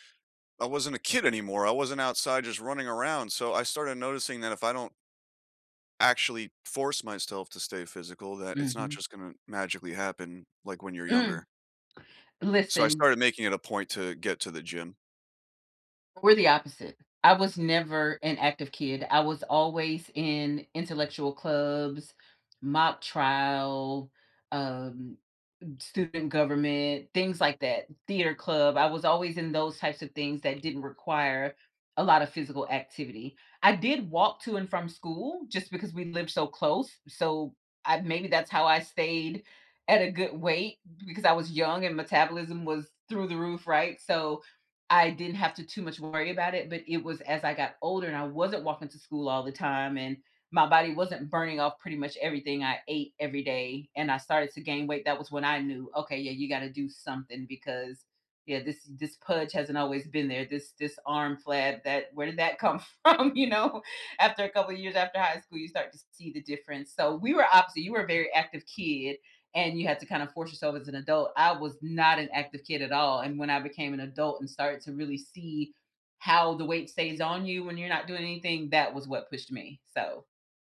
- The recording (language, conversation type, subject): English, unstructured, How do you stay motivated to move regularly?
- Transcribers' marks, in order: other background noise; laughing while speaking: "from? You know?"